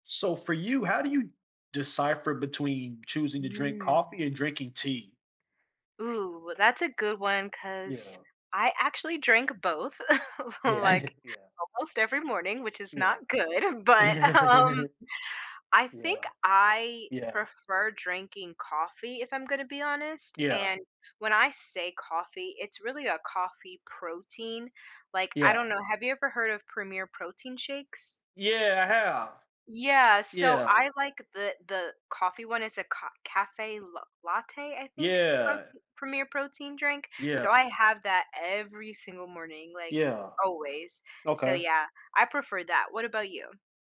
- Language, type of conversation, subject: English, unstructured, What factors shape your preference for coffee or tea?
- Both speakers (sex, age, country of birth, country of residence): female, 30-34, United States, United States; male, 20-24, United States, United States
- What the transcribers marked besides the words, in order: tapping; chuckle; laughing while speaking: "um"; laugh